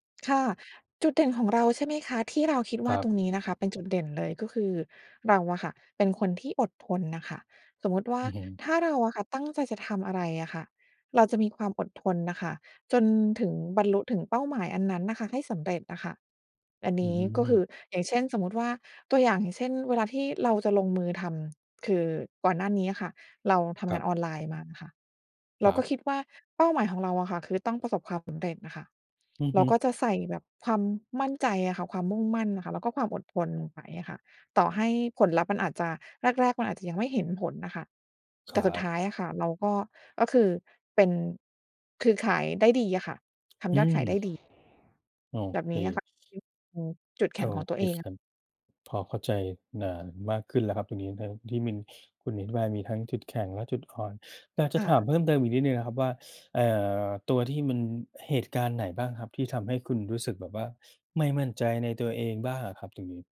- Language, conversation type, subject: Thai, advice, ฉันจะยอมรับข้อบกพร่องและใช้จุดแข็งของตัวเองได้อย่างไร?
- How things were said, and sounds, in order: other background noise; unintelligible speech